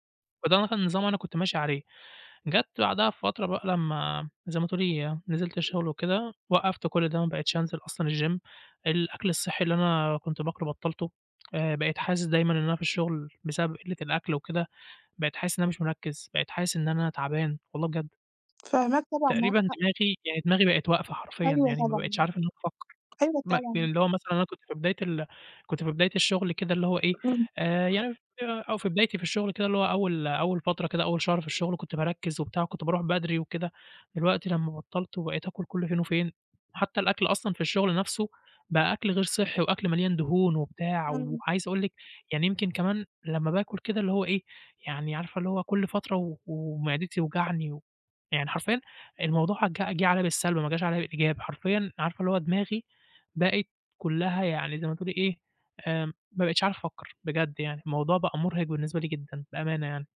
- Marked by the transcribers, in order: in English: "الgym"; other background noise; other noise; tapping
- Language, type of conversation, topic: Arabic, advice, إزاي أظبّط مواعيد أكلي بدل ما تبقى ملخبطة وبتخلّيني حاسس/ة بإرهاق؟